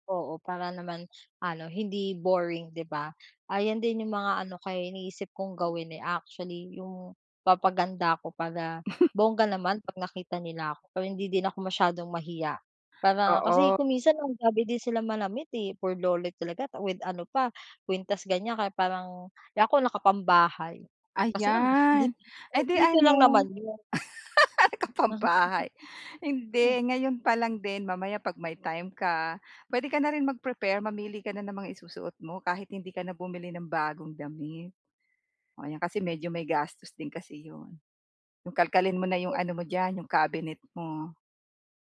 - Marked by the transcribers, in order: snort; laughing while speaking: "ngam di dito lang naman 'yon"; laugh; laughing while speaking: "Naka-pambahay"; chuckle; other background noise
- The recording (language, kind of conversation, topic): Filipino, advice, Paano ako makikisalamuha nang komportable sa mga pagtitipon at pagdiriwang?